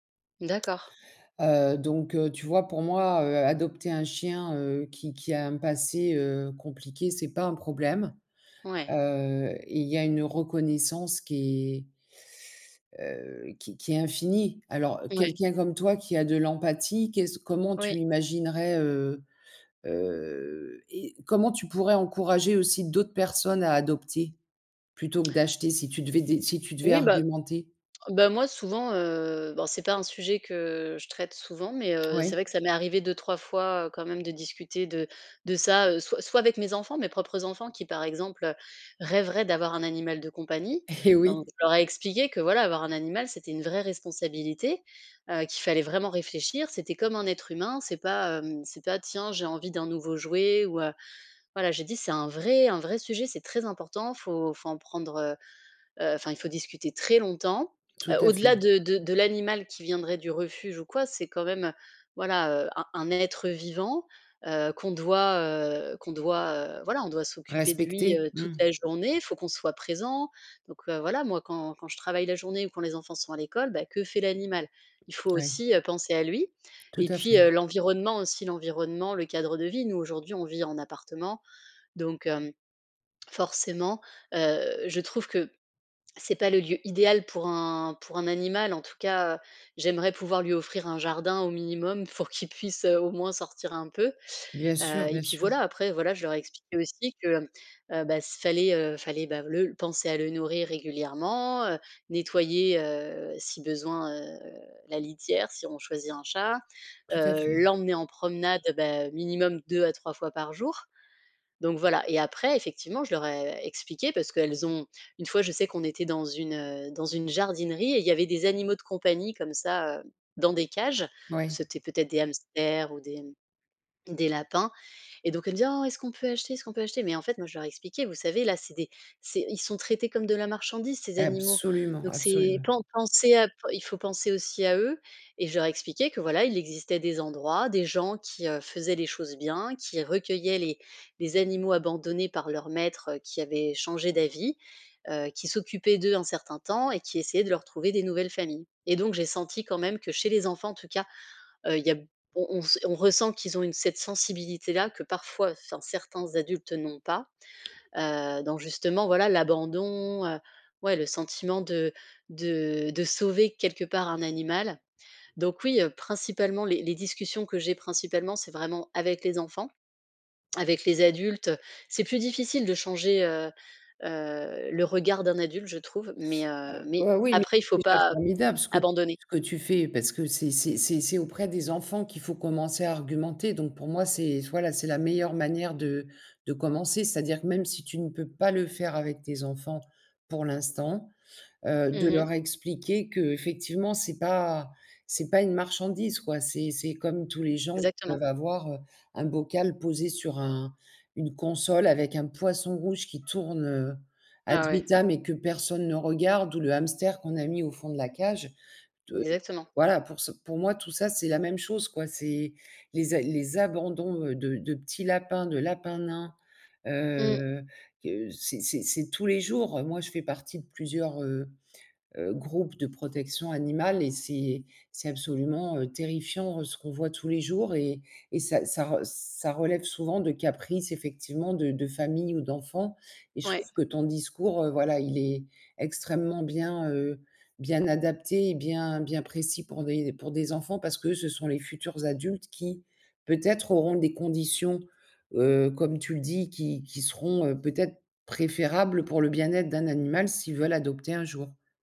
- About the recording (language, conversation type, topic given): French, unstructured, Pourquoi est-il important d’adopter un animal dans un refuge ?
- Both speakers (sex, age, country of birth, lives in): female, 35-39, France, Netherlands; female, 50-54, France, France
- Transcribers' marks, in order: laughing while speaking: "Et"; stressed: "très"; laughing while speaking: "pour qu'il puisse"; other background noise